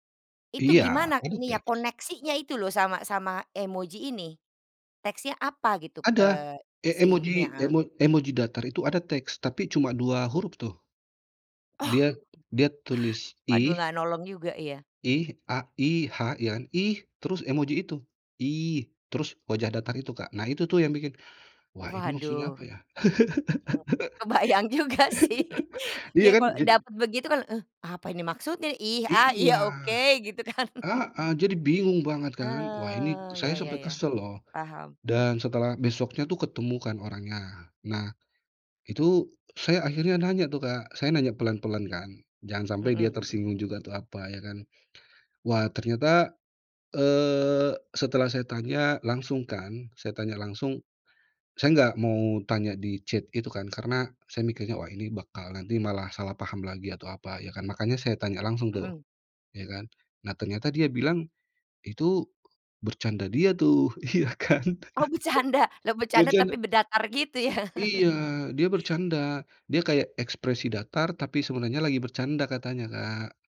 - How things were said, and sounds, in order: laughing while speaking: "Oh!"; laughing while speaking: "Kebayang juga sih"; laugh; laughing while speaking: "iya oke, gitu kan"; chuckle; drawn out: "Ah"; in English: "chat"; laughing while speaking: "Oh becanda?"; laughing while speaking: "iya kan"; chuckle; chuckle
- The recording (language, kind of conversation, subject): Indonesian, podcast, Pernah salah paham gara-gara emoji? Ceritakan, yuk?